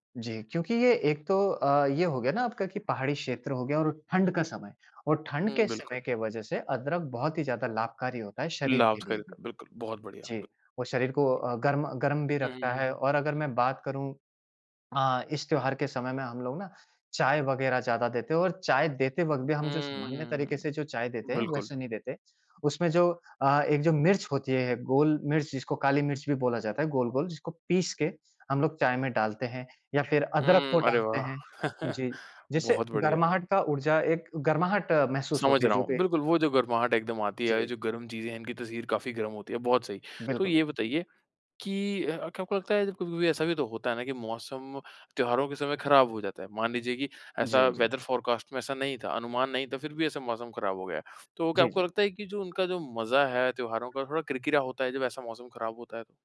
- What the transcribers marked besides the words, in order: chuckle; in English: "वेदर फ़ोरकास्ट"
- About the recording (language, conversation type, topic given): Hindi, podcast, उन वार्षिक त्योहारों पर मौसम का क्या प्रभाव पड़ता है?